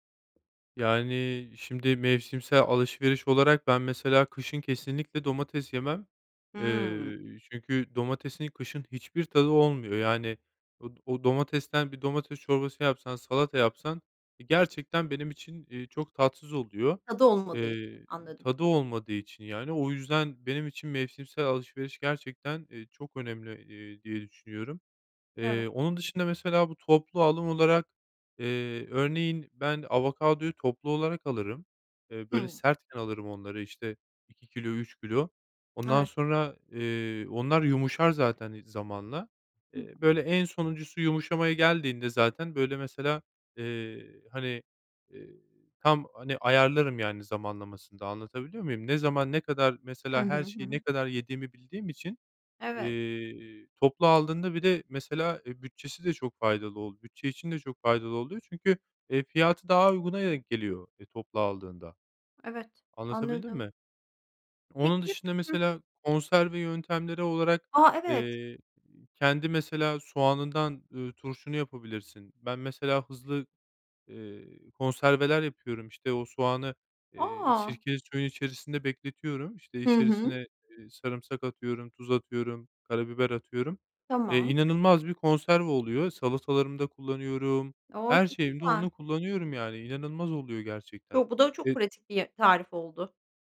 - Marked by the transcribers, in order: other background noise; tapping
- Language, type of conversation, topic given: Turkish, podcast, Uygun bütçeyle lezzetli yemekler nasıl hazırlanır?